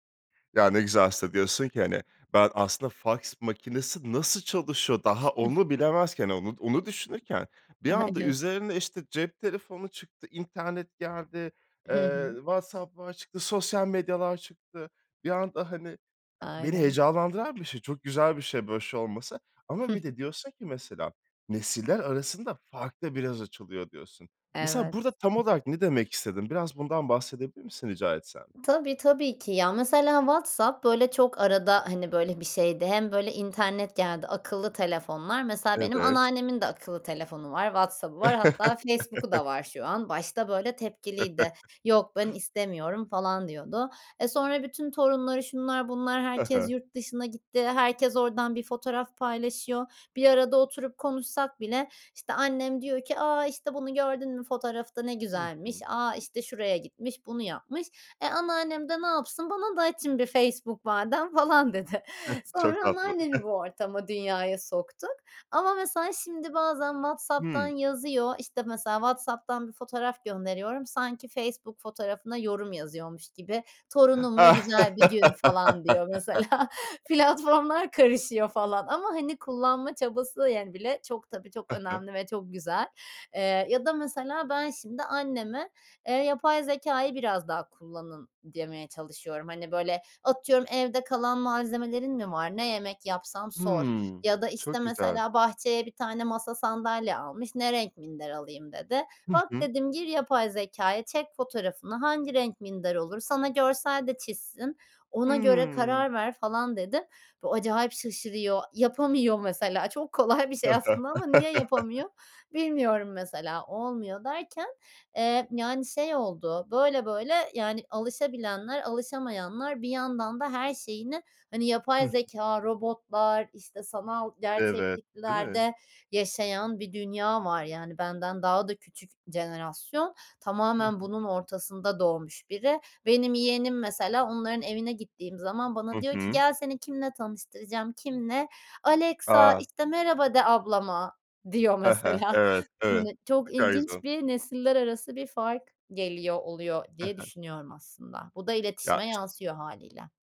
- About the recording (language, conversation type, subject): Turkish, podcast, Teknoloji iletişimimizi nasıl etkiliyor sence?
- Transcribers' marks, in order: chuckle; tapping; laughing while speaking: "Aynen"; chuckle; chuckle; other noise; laughing while speaking: "Çok tatlı"; chuckle; laughing while speaking: "dedi"; laugh; chuckle; drawn out: "Hı"; drawn out: "Hıı"; chuckle; laughing while speaking: "kolay bir şey"; laughing while speaking: "diyor mesela"